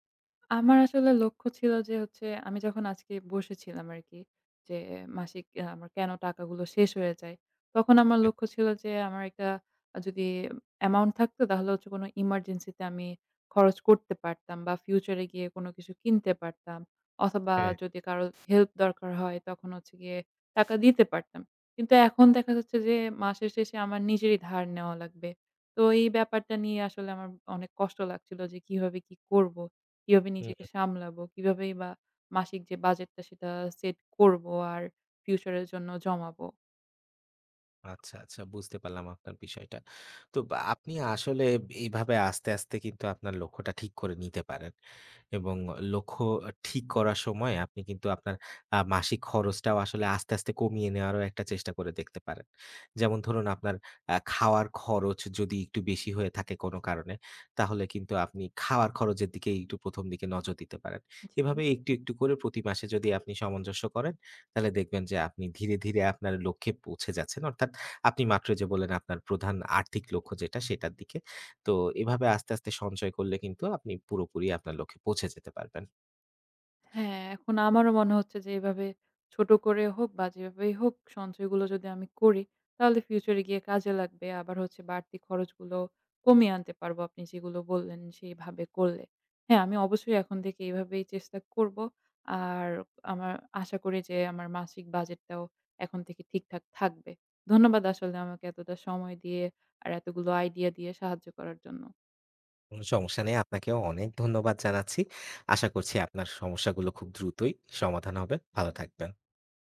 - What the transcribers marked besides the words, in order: tapping; other background noise
- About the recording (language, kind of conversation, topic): Bengali, advice, মাসিক বাজেট ঠিক করতে আপনার কী ধরনের অসুবিধা হচ্ছে?